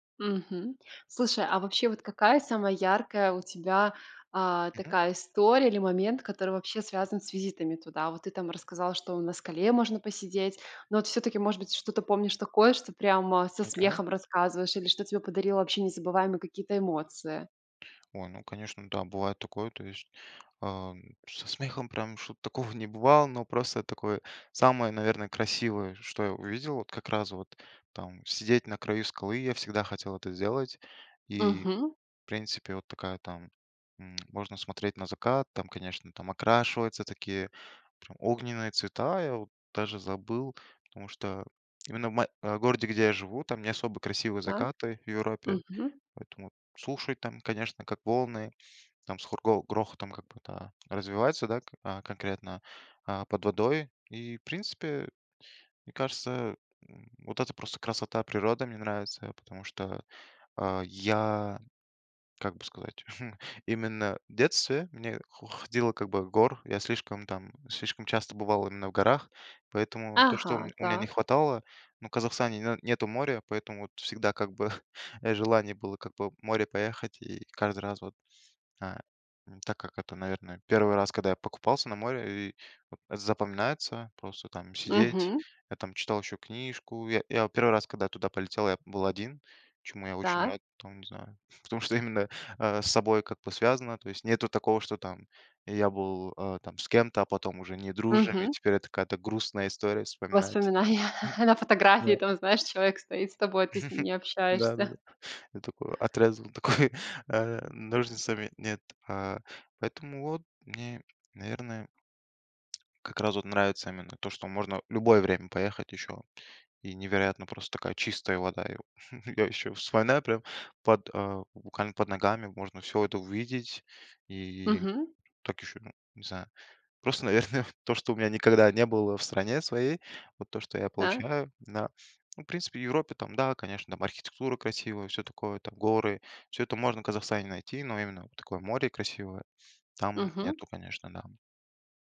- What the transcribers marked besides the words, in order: chuckle; chuckle; laughing while speaking: "Потому что именно"; laughing while speaking: "Воспоминания"; laugh; chuckle; laughing while speaking: "такой"; chuckle; laughing while speaking: "наверное"
- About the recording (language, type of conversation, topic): Russian, podcast, Почему для вас важно ваше любимое место на природе?